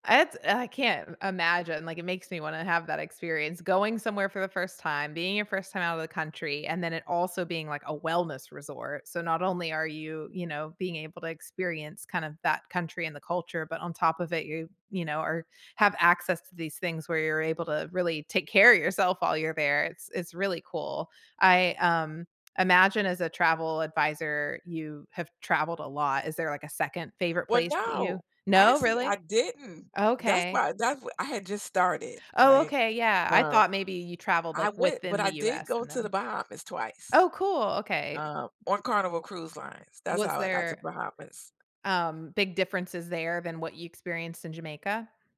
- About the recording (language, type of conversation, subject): English, unstructured, What is your favorite place you have ever traveled to?
- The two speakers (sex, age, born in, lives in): female, 40-44, United States, United States; female, 55-59, United States, United States
- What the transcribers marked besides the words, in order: tapping; other background noise